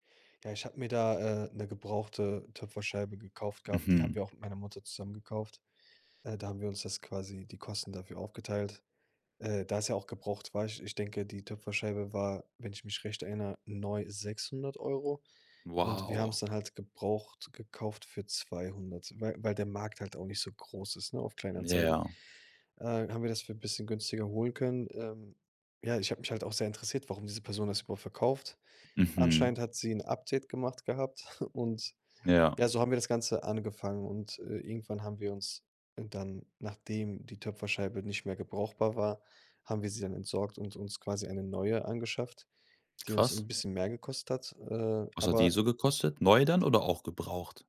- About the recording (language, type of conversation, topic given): German, podcast, Wie bist du zu deinem kreativen Hobby gekommen?
- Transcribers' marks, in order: chuckle; "brauchbar" said as "gebrauchbar"; other background noise